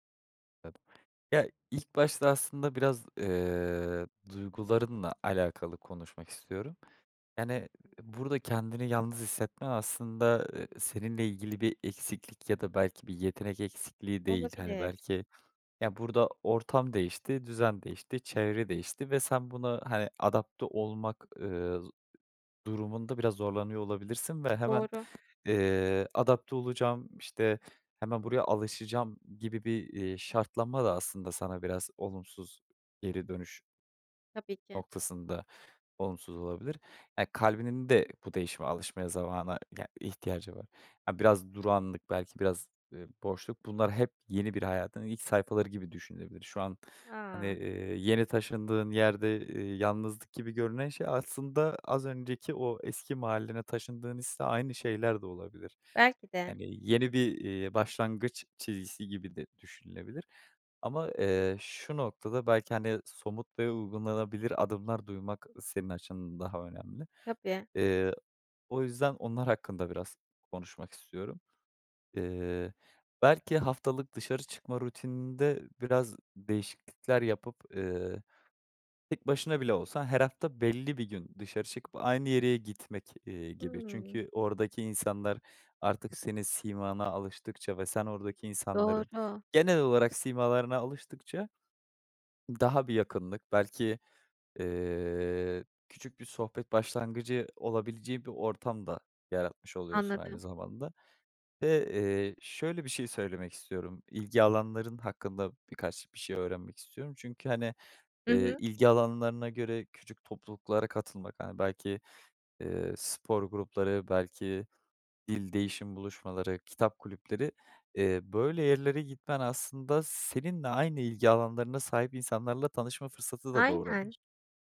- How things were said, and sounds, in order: unintelligible speech; other background noise; tapping; "yeriye" said as "yere"
- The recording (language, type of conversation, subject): Turkish, advice, Yeni bir şehirde kendinizi yalnız ve arkadaşsız hissettiğiniz oluyor mu?